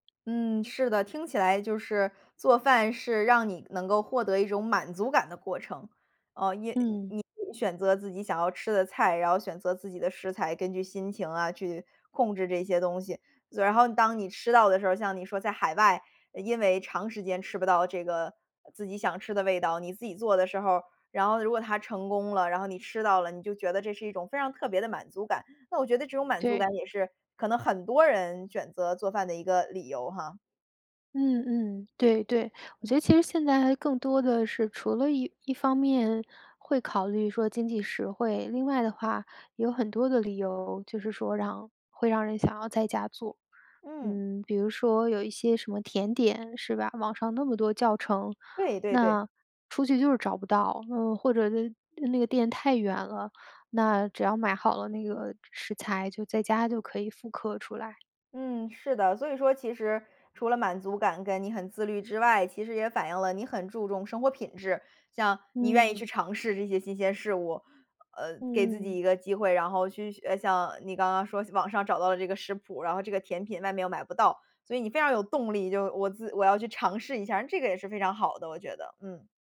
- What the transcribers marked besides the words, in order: none
- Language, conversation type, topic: Chinese, podcast, 你怎么看外卖和自己做饭的区别？